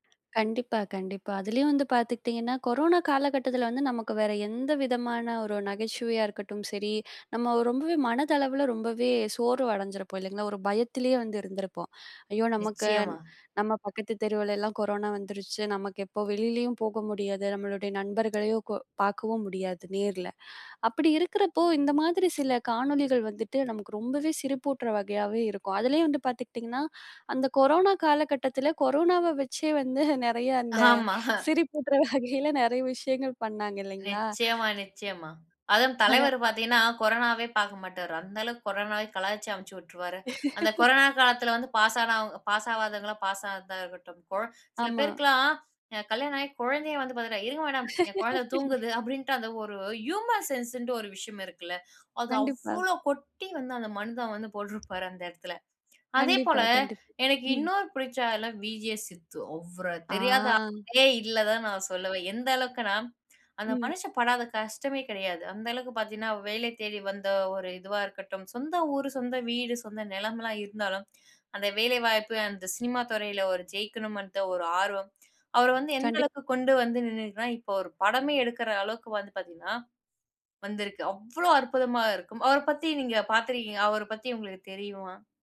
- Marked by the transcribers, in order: tapping; laughing while speaking: "கொரோனாவ வச்சே வந்து நிறைய அந்த சிரிப்பூட்டுற வகையில நிறைய விஷயங்கள் பண்ணாங்க இல்லங்களா?"; chuckle; other street noise; other noise; laugh; laugh; in English: "ஹியூமர் சென்ஸ்ன்ட்டு"; trusting: "அந்த வேலை வாய்ப்பு அந்த சினிமா … வந்து பார்த்தீங்கன்னா வந்திருக்கு"; anticipating: "அவ்வளோ அற்புதமா இருக்கும். அவர பத்தி நீங்க பாத்திருக்கீங்களா அவர பத்தி உங்களுக்கு தெரியுமா?"
- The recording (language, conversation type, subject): Tamil, podcast, உங்களுக்கு பிடித்த உள்ளடக்கப் படைப்பாளர் யார், அவரைப் பற்றி சொல்ல முடியுமா?